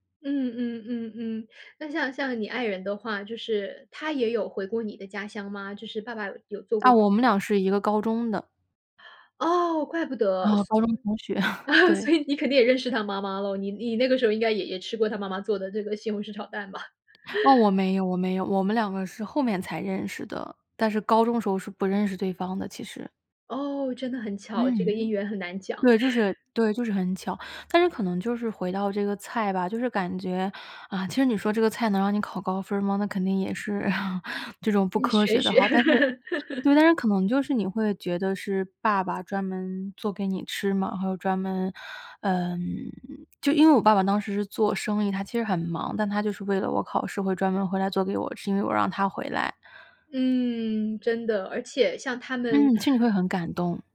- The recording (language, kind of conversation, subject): Chinese, podcast, 小时候哪道菜最能让你安心？
- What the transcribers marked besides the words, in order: chuckle; laughing while speaking: "吧"; tapping; chuckle; chuckle; laugh; other background noise